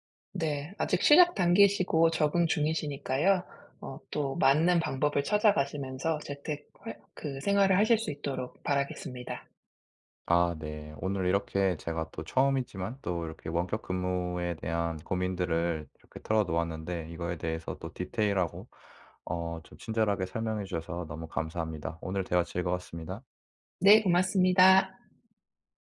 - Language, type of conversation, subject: Korean, advice, 원격·하이브리드 근무로 달라진 업무 방식에 어떻게 적응하면 좋을까요?
- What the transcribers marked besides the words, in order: none